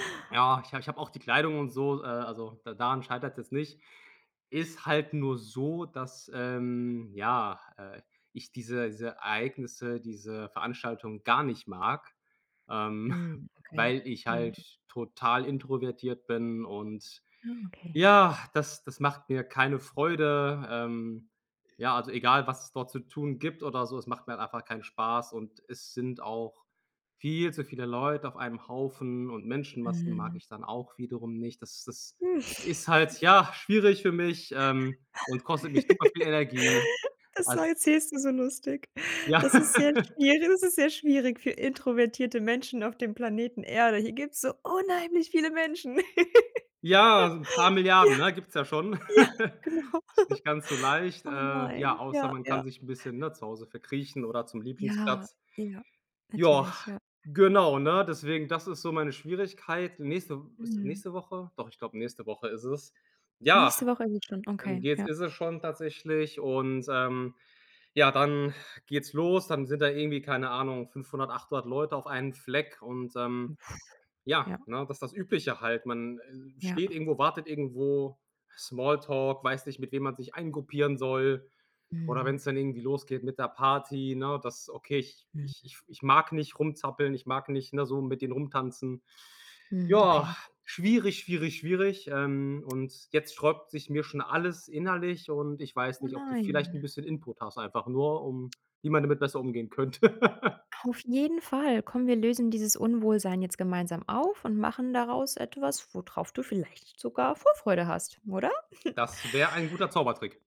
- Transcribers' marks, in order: chuckle; sigh; stressed: "viel"; giggle; laugh; laugh; stressed: "unheimlich"; giggle; laugh; laughing while speaking: "Ja. Ja, genau"; sigh; sigh; other background noise; laugh; trusting: "Auf jeden Fall. Komm, wir … machen daraus etwas"; chuckle
- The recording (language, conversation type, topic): German, advice, Wie äußert sich deine Angst vor einem sozialen Anlass, und warum fällt es dir schwer, ruhig zu bleiben?